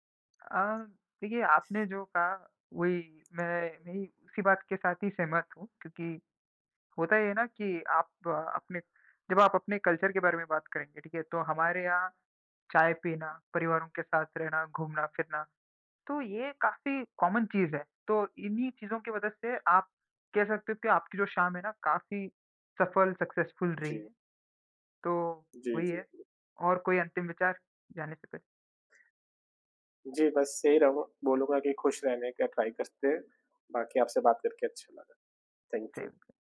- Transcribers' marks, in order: in English: "कल्चर"; in English: "कॉमन"; in English: "सक्सेसफुल"; tapping; in English: "ट्राई"; in English: "थैंक यू"; in English: "सेम"
- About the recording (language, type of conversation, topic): Hindi, unstructured, आप अपनी शाम को अधिक आरामदायक कैसे बनाते हैं?
- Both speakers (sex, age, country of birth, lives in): male, 20-24, India, India; male, 25-29, India, India